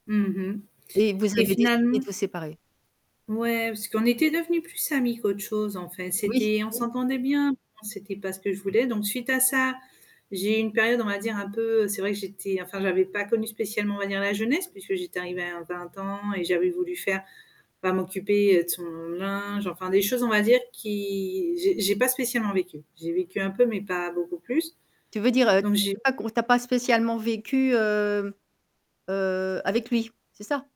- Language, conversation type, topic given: French, podcast, As-tu déjà transformé une relation en ligne en une rencontre dans la vraie vie ?
- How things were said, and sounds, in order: static; distorted speech